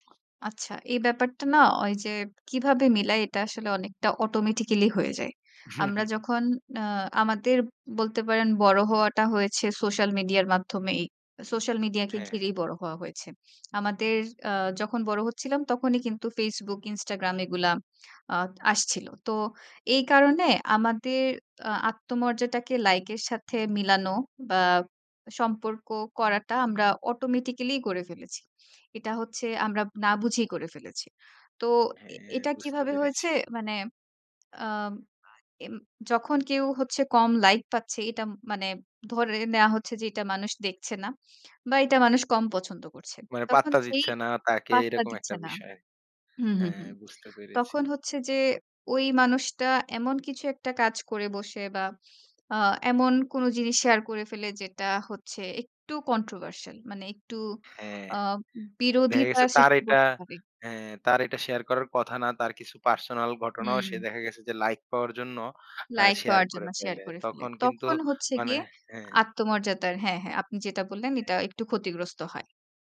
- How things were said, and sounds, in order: in English: "controversial"
- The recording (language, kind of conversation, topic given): Bengali, podcast, লাইকের সংখ্যা কি তোমার আত্মমর্যাদাকে প্রভাবিত করে?